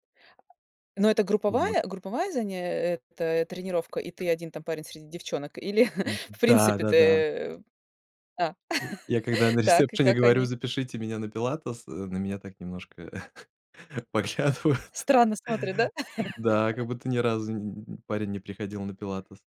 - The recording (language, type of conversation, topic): Russian, podcast, Что для тебя важнее: отдых или лёгкая активность?
- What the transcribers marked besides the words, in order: tapping; other background noise; chuckle; laughing while speaking: "рецепшене"; chuckle; laughing while speaking: "поглядывают"; laugh